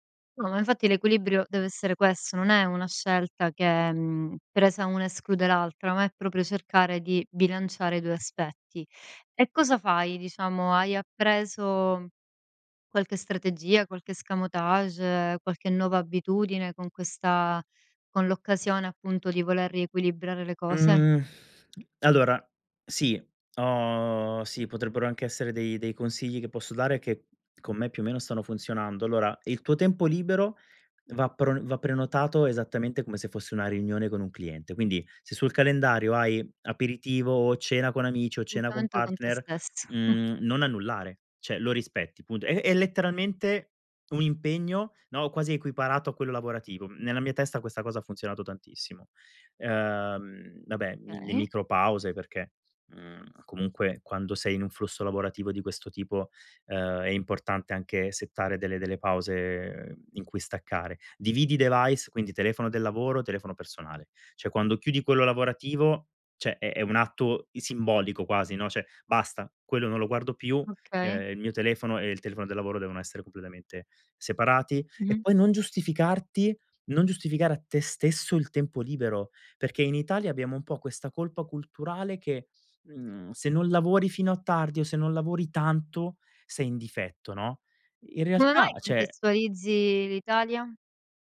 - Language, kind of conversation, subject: Italian, podcast, Cosa fai per mantenere l'equilibrio tra lavoro e vita privata?
- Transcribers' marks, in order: other background noise; tapping; chuckle; "Cioè" said as "ceh"; "Okay" said as "kay"; in English: "device"; "Cioè" said as "ceh"; "cioè" said as "ceh"; "simbolico" said as "isimbolico"; "Cioè" said as "ceh"; "cioè" said as "ceh"